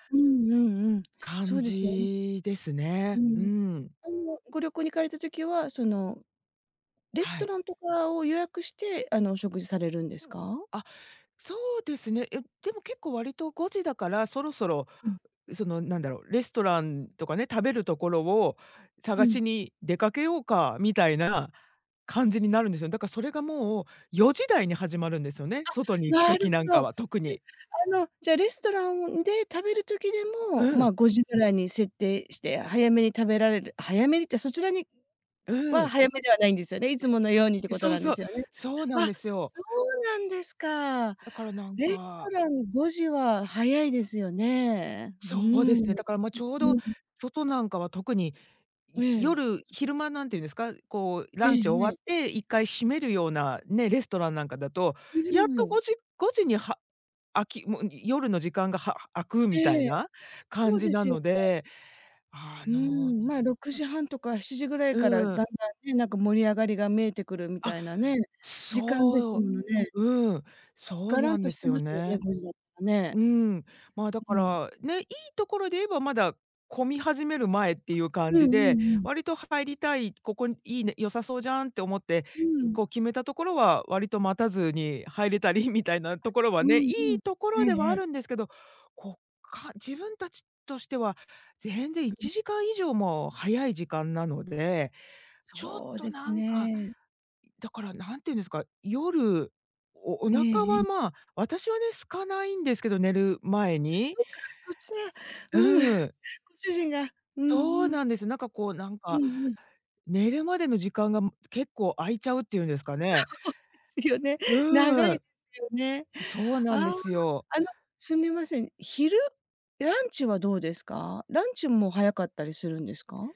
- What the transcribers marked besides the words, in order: tapping; other background noise; unintelligible speech; unintelligible speech; unintelligible speech; background speech; laughing while speaking: "入れたり"; unintelligible speech; laughing while speaking: "そうですよね"
- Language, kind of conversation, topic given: Japanese, advice, 旅行や出張で日常のルーティンが崩れるのはなぜですか？